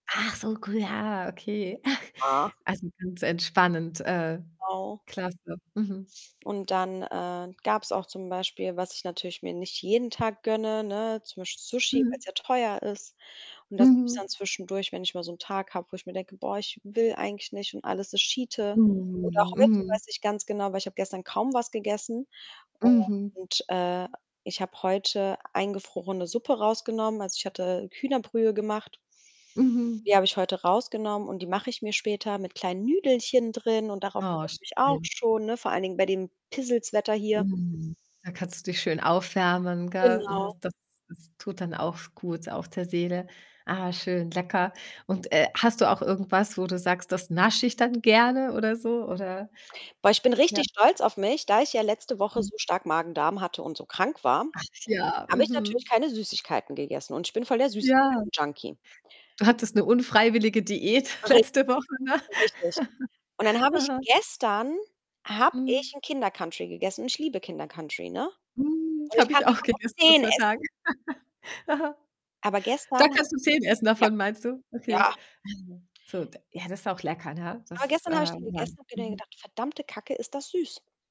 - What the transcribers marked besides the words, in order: other background noise; distorted speech; static; drawn out: "Mhm"; unintelligible speech; chuckle; laugh; laugh; put-on voice: "Ja"
- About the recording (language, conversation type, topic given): German, podcast, Wie bringst du Unterstützung für andere und deine eigene Selbstfürsorge in ein gutes Gleichgewicht?